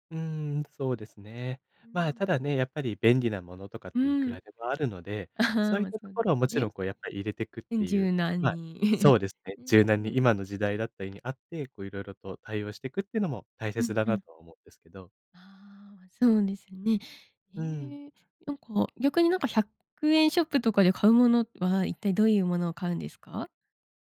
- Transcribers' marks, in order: chuckle; chuckle; unintelligible speech
- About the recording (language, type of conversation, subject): Japanese, podcast, ご家族の習慣で、今も続けているものは何ですか？